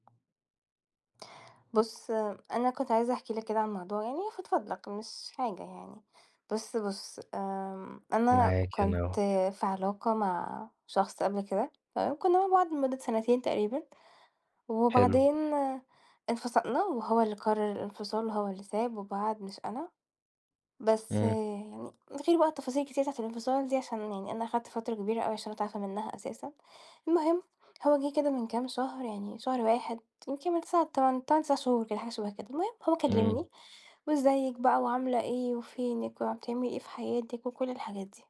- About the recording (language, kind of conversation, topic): Arabic, advice, إزاي أتعامل مع الوجع اللي بحسه لما أشوف شريكي/شريكتي السابق/السابقة مع حد جديد؟
- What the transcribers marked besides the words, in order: tapping